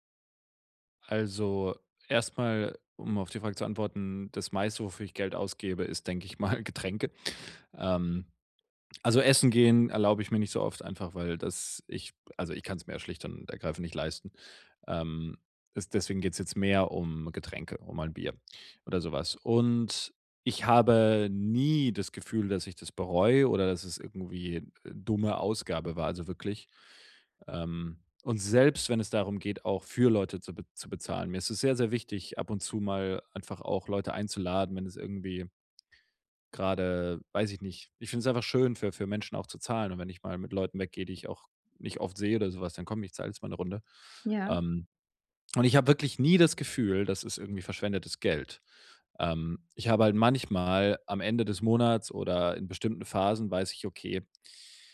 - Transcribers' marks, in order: laughing while speaking: "mal"; stressed: "nie"; stressed: "für"
- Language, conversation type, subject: German, advice, Wie kann ich im Alltag bewusster und nachhaltiger konsumieren?
- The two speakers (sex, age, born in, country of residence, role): female, 30-34, Germany, Germany, advisor; male, 25-29, Germany, Germany, user